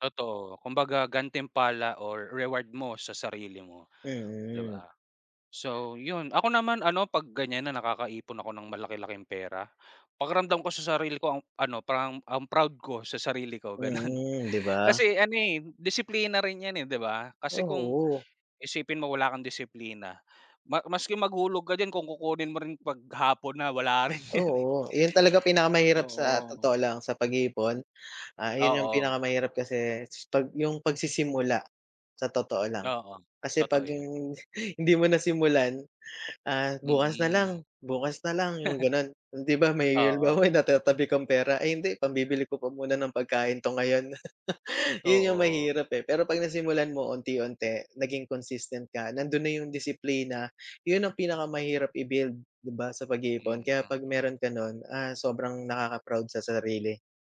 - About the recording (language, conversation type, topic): Filipino, unstructured, Ano ang pakiramdam mo kapag nakakatipid ka ng pera?
- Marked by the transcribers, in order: laughing while speaking: "ganon"; laughing while speaking: "wala rin yan eh"; other noise; chuckle; laugh